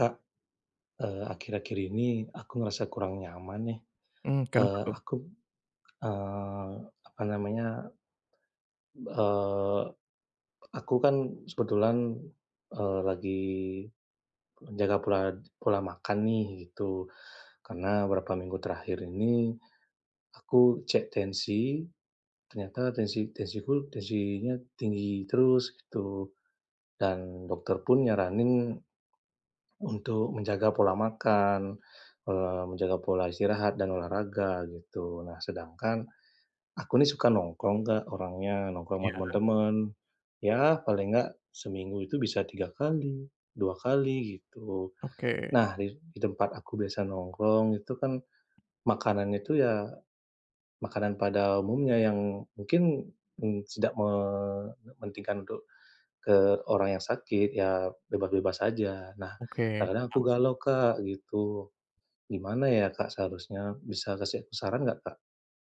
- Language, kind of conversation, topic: Indonesian, advice, Bagaimana saya bisa tetap menjalani pola makan sehat saat makan di restoran bersama teman?
- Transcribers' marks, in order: tapping